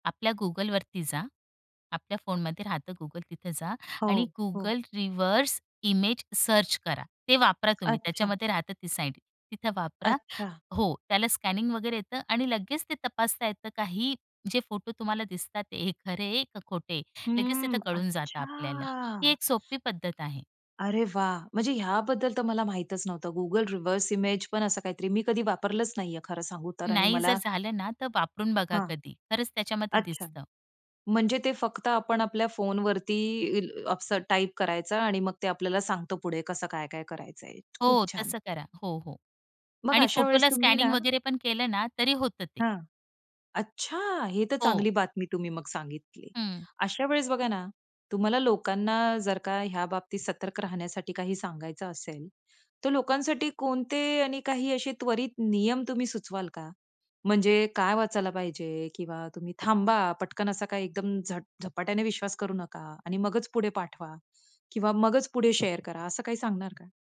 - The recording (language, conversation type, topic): Marathi, podcast, फेक बातम्या ओळखण्यासाठी कोणत्या सोप्या टिप्स उपयोगी ठरतात?
- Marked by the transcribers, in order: in English: "Google रिव्हर्स इमेज सर्च"; other background noise; tapping; surprised: "अच्छा!"; in English: "Google रिव्हर्स इमेज"; surprised: "अच्छा!"; in English: "शेअर"